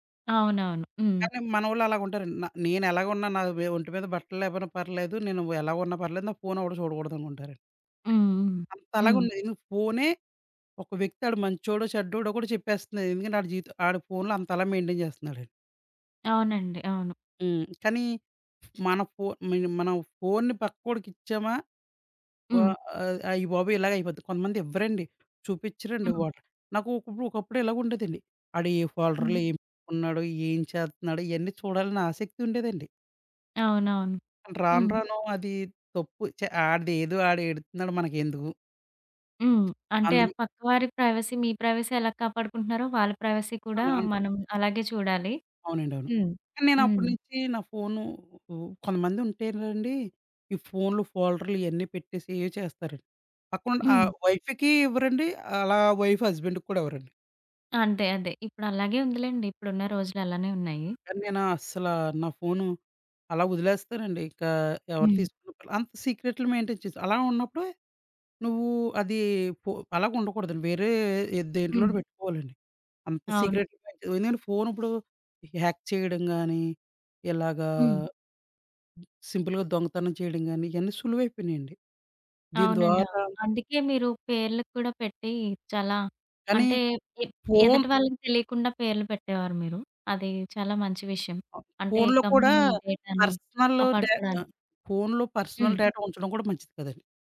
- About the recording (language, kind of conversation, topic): Telugu, podcast, ప్లేలిస్టుకు పేరు పెట్టేటప్పుడు మీరు ఏ పద్ధతిని అనుసరిస్తారు?
- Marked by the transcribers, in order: in English: "మెయింటైన్"; in English: "ఫోల్డర్‌లో"; other background noise; in English: "ప్రైవసీ"; in English: "ప్రైవసీ"; in English: "ప్రైవసీ"; in English: "వైఫ్‌కి"; in English: "హస్బెండ్"; in English: "మెయింటైన్"; unintelligible speech; in English: "హ్యాక్"; in English: "సింపుల్‌గా"; in English: "కంపెనీ డేటాని"; in English: "పర్సనల్"; in English: "పర్సనల్ డేటా"